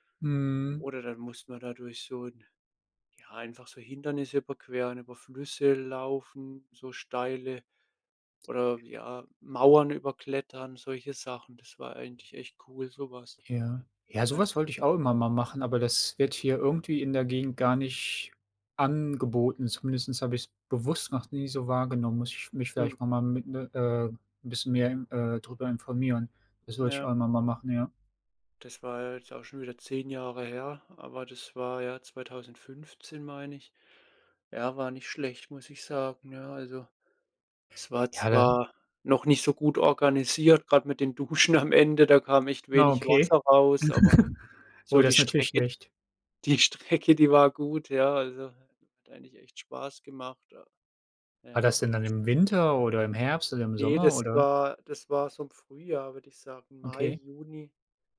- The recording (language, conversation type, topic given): German, unstructured, Welche Gewohnheit hat dein Leben positiv verändert?
- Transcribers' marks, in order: other background noise; unintelligible speech; "Zumindest" said as "Zumindestens"; laugh